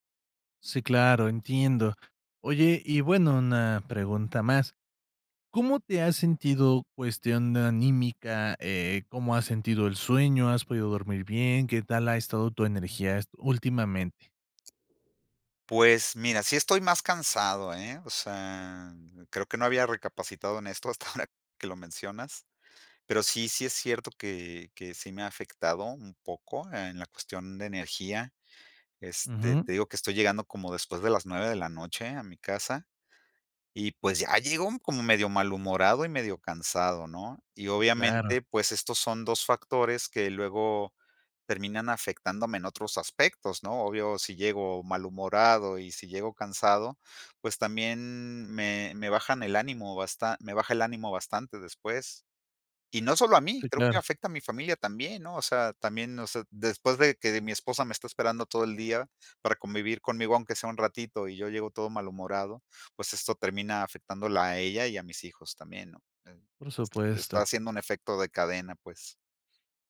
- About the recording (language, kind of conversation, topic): Spanish, advice, ¿Qué te dificulta concentrarte y cumplir tus horas de trabajo previstas?
- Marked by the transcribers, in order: tapping; laughing while speaking: "ahora"